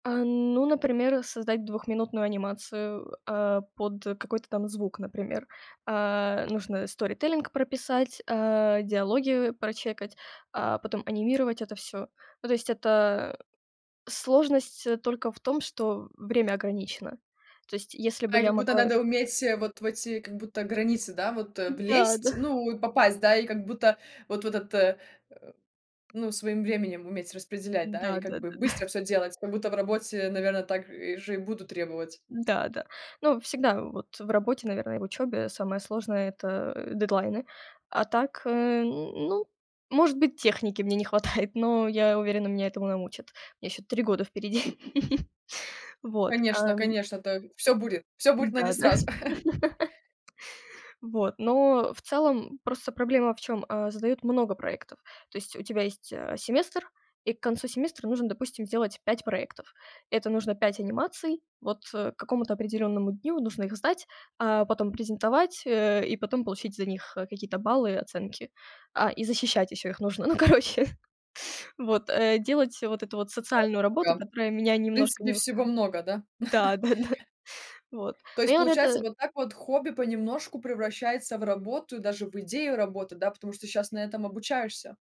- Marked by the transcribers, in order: in English: "storytelling"; in English: "прочекать"; tapping; chuckle; chuckle; chuckle; chuckle; chuckle; laughing while speaking: "Ну, короче"; other background noise; unintelligible speech; chuckle; laughing while speaking: "Да-да-да"
- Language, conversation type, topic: Russian, podcast, Как ты относишься к идее превратить хобби в работу?